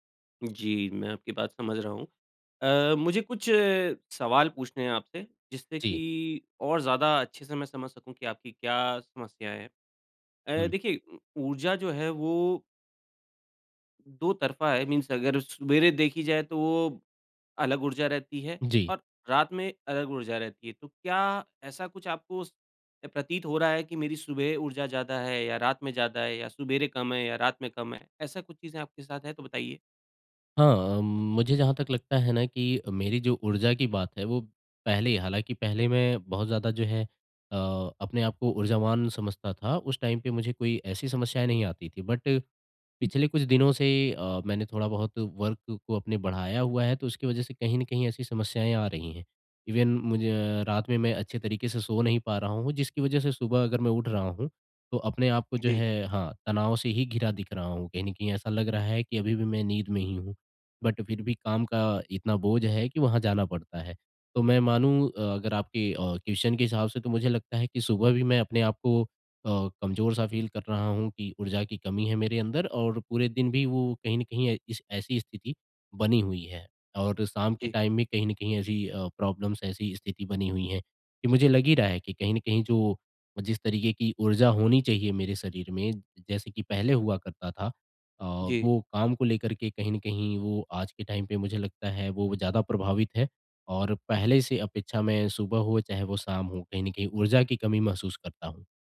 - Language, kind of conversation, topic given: Hindi, advice, ऊर्जा प्रबंधन और सीमाएँ स्थापित करना
- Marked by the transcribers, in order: in English: "मीन्स"; in English: "टाइम"; in English: "बट"; in English: "वर्क"; in English: "इवन"; in English: "बट"; in English: "क्वेस्चन"; in English: "फ़ील"; in English: "टाइम"; in English: "प्रॉब्लम्स"; in English: "टाइम"